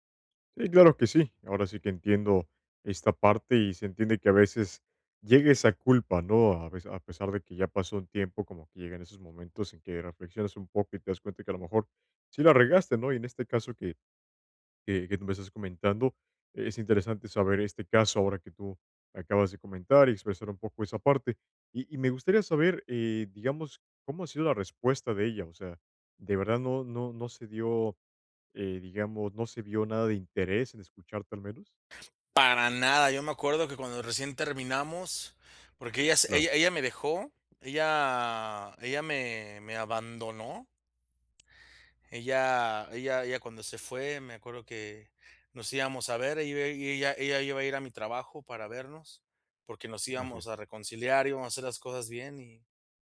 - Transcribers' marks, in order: none
- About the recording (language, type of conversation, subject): Spanish, advice, Enfrentar la culpa tras causar daño